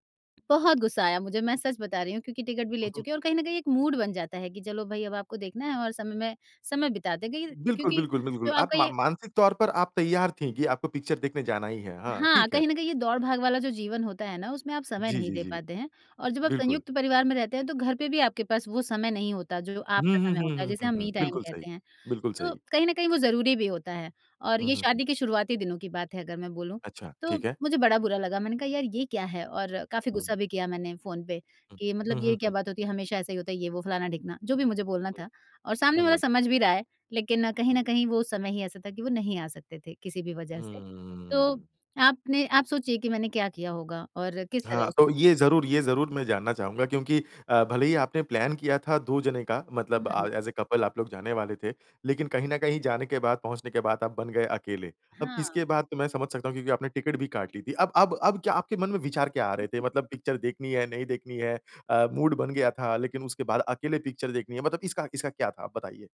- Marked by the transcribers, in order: in English: "मूड"; in English: "पिक्चर"; tapping; in English: "मी टाइम"; in English: "प्लान"; in English: "एज़ अ कपल"; other noise; in English: "पिक्चर"; in English: "मूड"; in English: "पिक्चर"
- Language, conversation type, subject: Hindi, podcast, क्या आपको अकेले यात्रा के दौरान अचानक किसी की मदद मिलने का कोई अनुभव है?